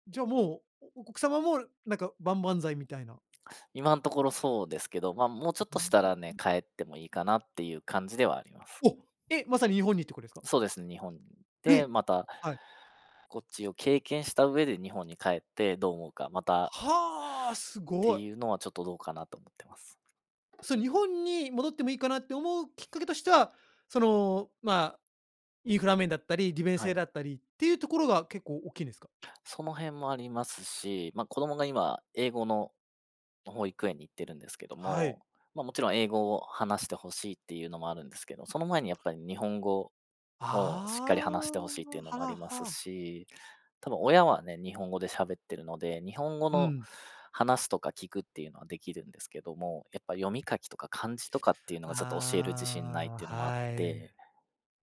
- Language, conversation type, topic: Japanese, podcast, 仕事と私生活のバランスは、どのように保っていますか？
- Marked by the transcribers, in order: other background noise